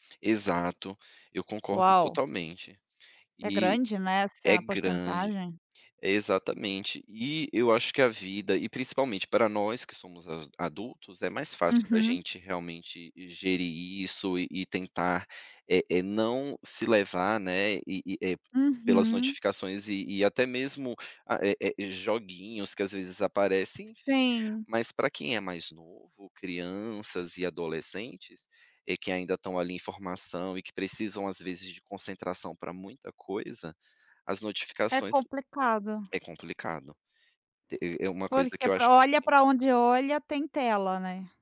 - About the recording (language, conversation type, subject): Portuguese, podcast, Que pequenas mudanças todo mundo pode adotar já?
- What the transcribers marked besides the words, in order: none